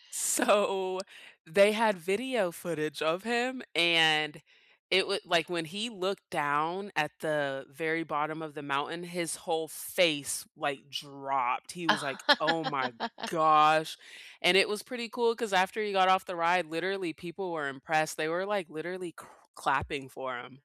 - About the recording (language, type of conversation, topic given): English, unstructured, What’s your favorite way to get outdoors where you live, and what makes it special?
- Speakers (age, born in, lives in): 30-34, South Korea, United States; 45-49, United States, United States
- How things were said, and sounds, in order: laughing while speaking: "So"; tapping; stressed: "face"; stressed: "gosh"; laugh